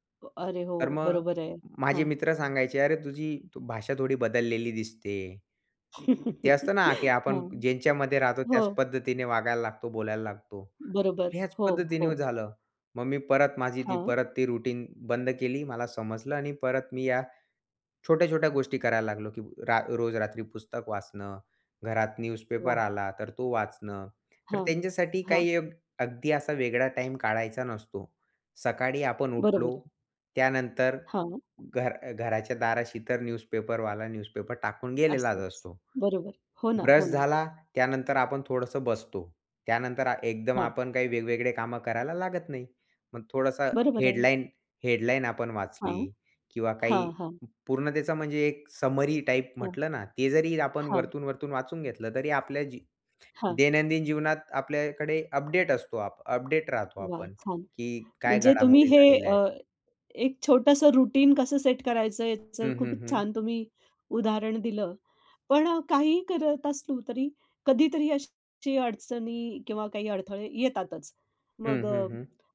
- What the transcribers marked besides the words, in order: other background noise; laugh; tapping; in English: "रुटीन"; in English: "न्यूजपेपर"; in English: "न्यूजपेपरवाला, न्यूजपेपर"; in English: "समरी"; in English: "रुटीन"
- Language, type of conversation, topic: Marathi, podcast, दररोज सर्जनशील कामांसाठी थोडा वेळ तुम्ही कसा काढता?